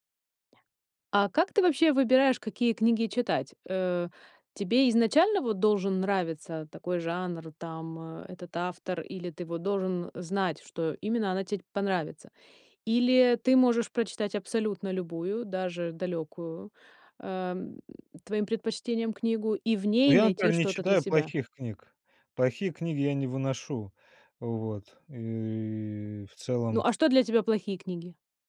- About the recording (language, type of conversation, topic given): Russian, podcast, Как книги влияют на наше восприятие жизни?
- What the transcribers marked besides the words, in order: other background noise; drawn out: "и"